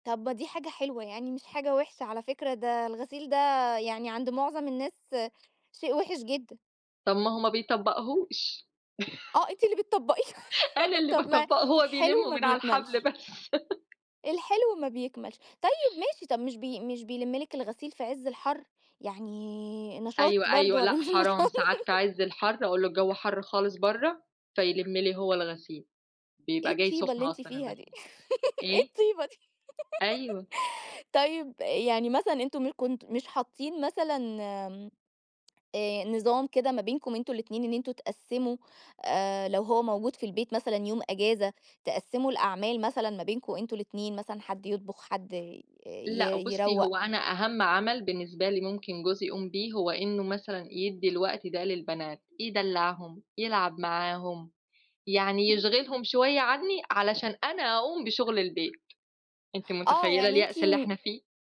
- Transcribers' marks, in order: chuckle; laughing while speaking: "أنا اللي باطبّقه، هو بيلمّه من على الحبل بس"; laugh; other background noise; laugh; tapping; laughing while speaking: "مش نشاط؟"; laugh; laughing while speaking: "إيه الطيبة دي؟"; laugh
- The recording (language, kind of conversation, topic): Arabic, podcast, إزّاي بتقسّموا شغل البيت بين اللي عايشين في البيت؟